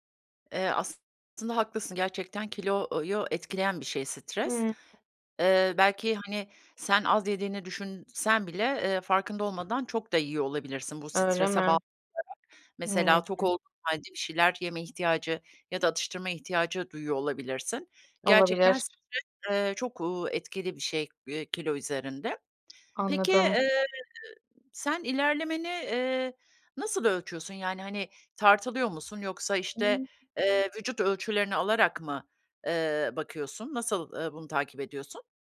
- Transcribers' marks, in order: "kiloyu" said as "kilouyu"; unintelligible speech; unintelligible speech
- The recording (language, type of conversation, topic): Turkish, advice, Kilo verme çabalarımda neden uzun süredir ilerleme göremiyorum?